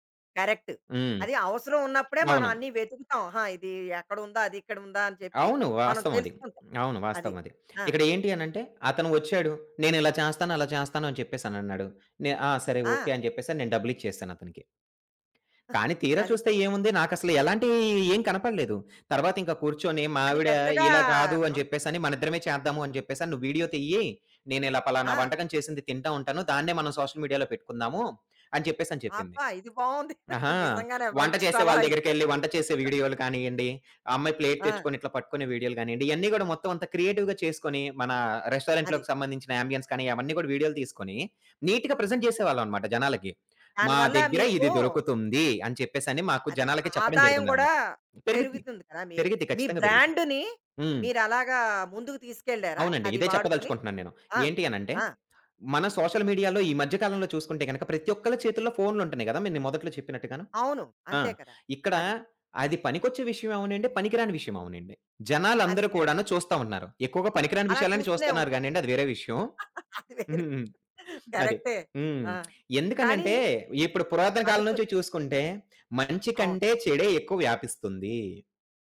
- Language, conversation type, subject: Telugu, podcast, సోషల్ మీడియా మీ క్రియేటివిటీని ఎలా మార్చింది?
- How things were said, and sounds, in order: in English: "కరెక్ట్"; other background noise; chuckle; in English: "సోషల్ మీడియాలో"; tapping; laughing while speaking: "బావుంది నిజంగానే మంచి సలహా ఇచ్చారు"; in English: "క్రియేటివ్‌గా"; in English: "రెస్టారెంట్‌లోకి"; in English: "యాంబియన్స్"; in English: "నీట్‌గా ప్రజెంట్"; in English: "బ్రాండ్‌ని"; in English: "సోషల్ మీడియాలో"; in English: "కరెక్ట్"; laugh; lip smack